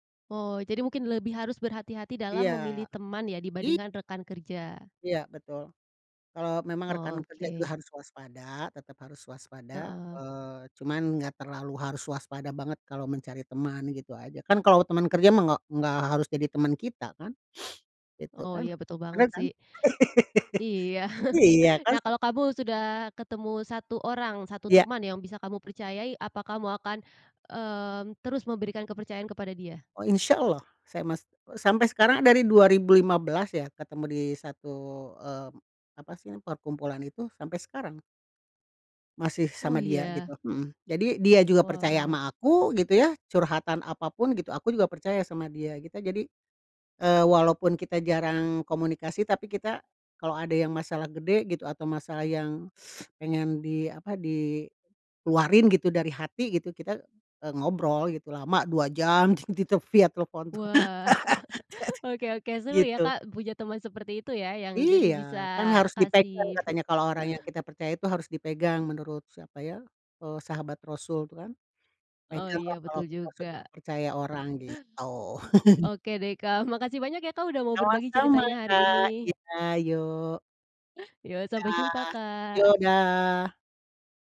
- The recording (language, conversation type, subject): Indonesian, podcast, Menurutmu, apa tanda awal kalau seseorang bisa dipercaya?
- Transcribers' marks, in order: other background noise; sniff; chuckle; laugh; tapping; teeth sucking; chuckle; laugh; chuckle